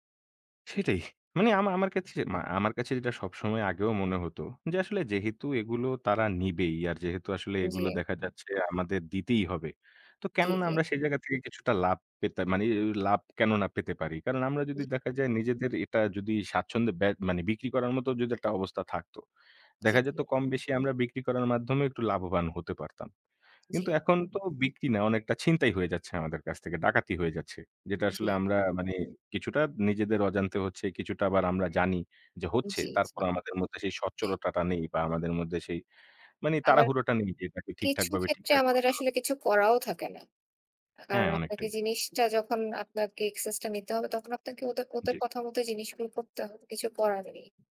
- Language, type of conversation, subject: Bengali, unstructured, অনলাইনে গোপনীয়তা নিয়ে আপনি কি উদ্বিগ্ন বোধ করেন?
- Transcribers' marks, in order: other background noise; "স্বচ্ছতাটা" said as "সচ্চোরতাটা"; unintelligible speech